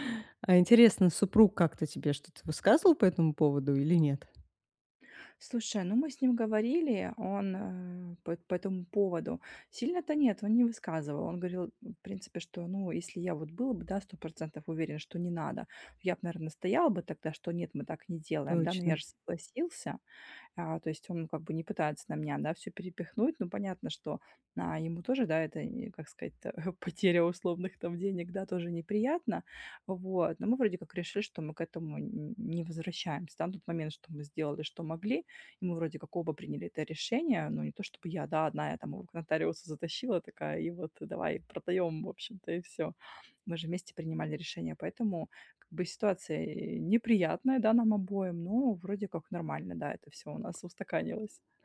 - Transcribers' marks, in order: chuckle; tapping
- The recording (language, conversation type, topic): Russian, advice, Как справиться с ошибкой и двигаться дальше?